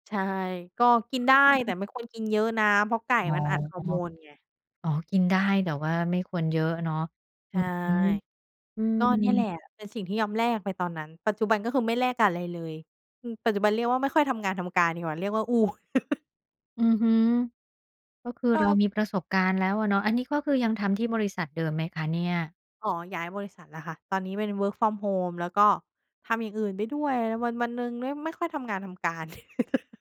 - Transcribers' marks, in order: laugh; in English: "Work from Home"; laugh
- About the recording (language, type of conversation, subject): Thai, podcast, คุณยอมเสียอะไรเพื่อให้ประสบความสำเร็จ?